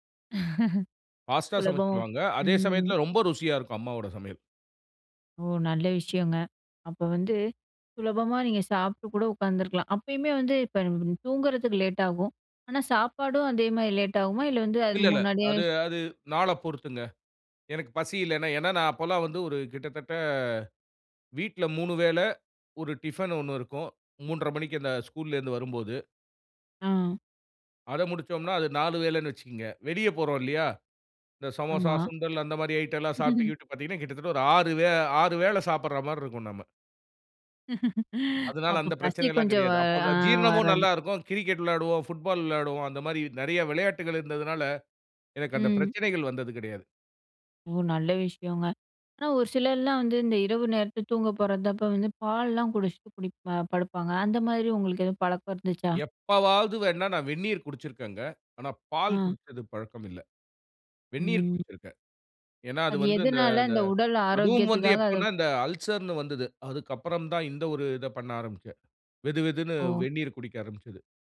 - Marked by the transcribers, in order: chuckle; in English: "ஃபாஸ்ட்டா"; laugh; laugh
- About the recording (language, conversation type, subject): Tamil, podcast, இரவில்தூங்குவதற்குமுன் நீங்கள் எந்த வரிசையில் என்னென்ன செய்வீர்கள்?